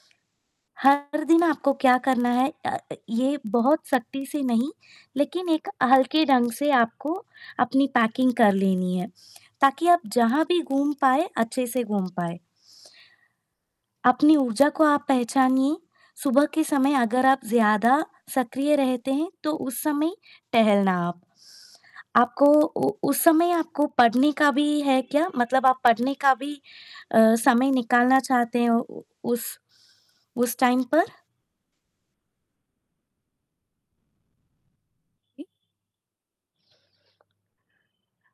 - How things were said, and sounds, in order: distorted speech; in English: "पैकिंग"; other street noise; in English: "टाइम"
- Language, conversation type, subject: Hindi, advice, छुट्टियों में मैं अपना समय और ऊर्जा बेहतर ढंग से कैसे संभालूँ?
- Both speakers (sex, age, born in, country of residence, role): female, 20-24, India, India, user; female, 25-29, India, India, advisor